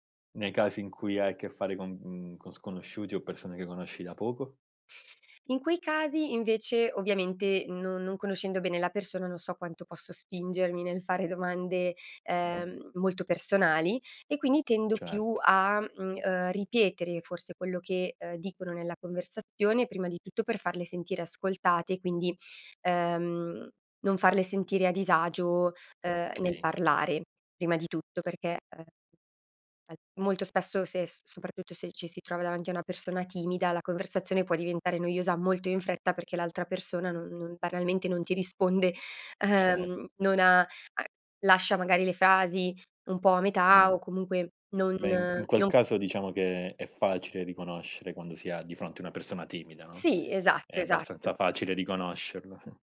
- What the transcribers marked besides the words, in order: inhale; chuckle
- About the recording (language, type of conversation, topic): Italian, podcast, Cosa fai per mantenere una conversazione interessante?